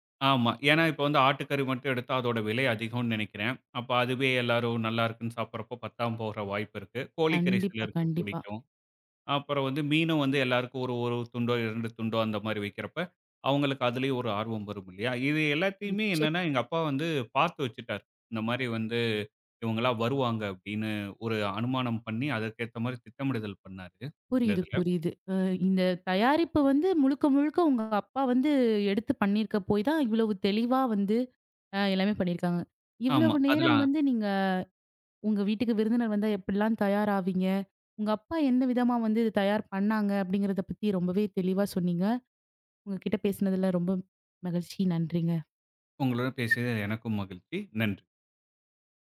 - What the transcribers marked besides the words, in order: none
- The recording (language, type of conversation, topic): Tamil, podcast, வீட்டில் விருந்தினர்கள் வரும்போது எப்படி தயாராக வேண்டும்?